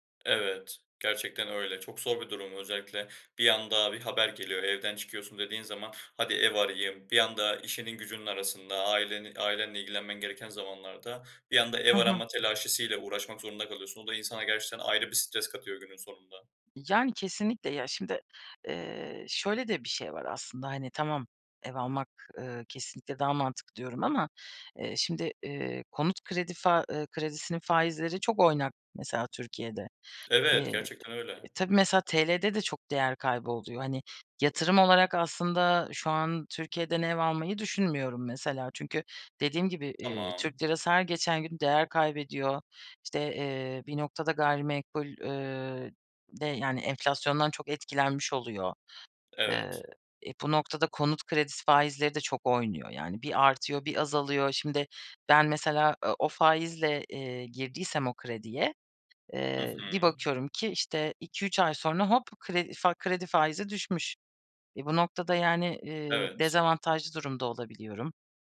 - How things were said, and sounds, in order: other background noise
- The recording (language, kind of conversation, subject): Turkish, podcast, Ev almak mı, kiralamak mı daha mantıklı sizce?